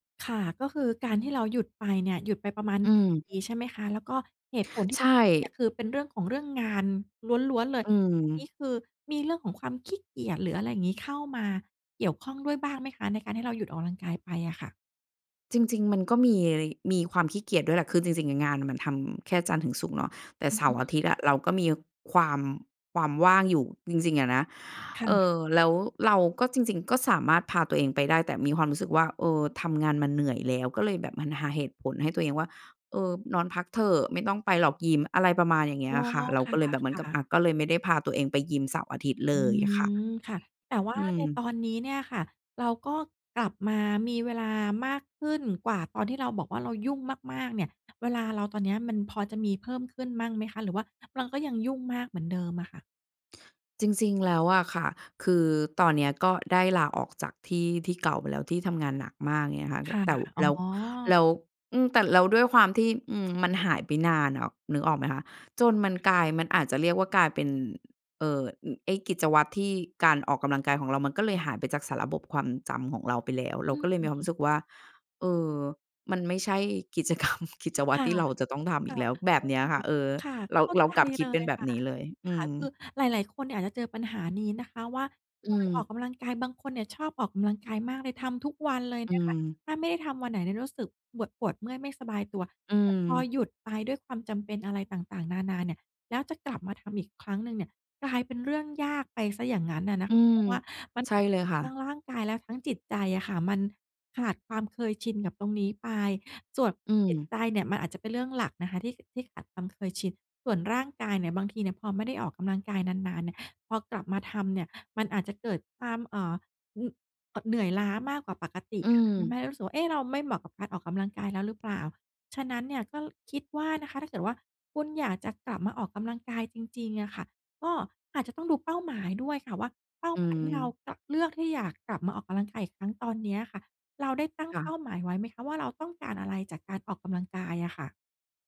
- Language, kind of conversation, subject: Thai, advice, ฉันควรเริ่มกลับมาออกกำลังกายหลังคลอดหรือหลังหยุดพักมานานอย่างไร?
- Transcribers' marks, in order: other background noise; laughing while speaking: "กรรม"